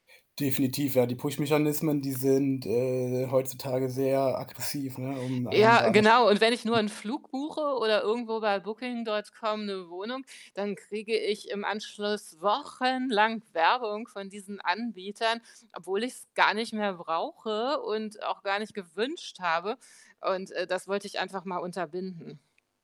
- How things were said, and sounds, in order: in English: "Push"; distorted speech; unintelligible speech
- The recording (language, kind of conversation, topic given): German, podcast, Wie beeinflussen Influencer deinen Medienkonsum?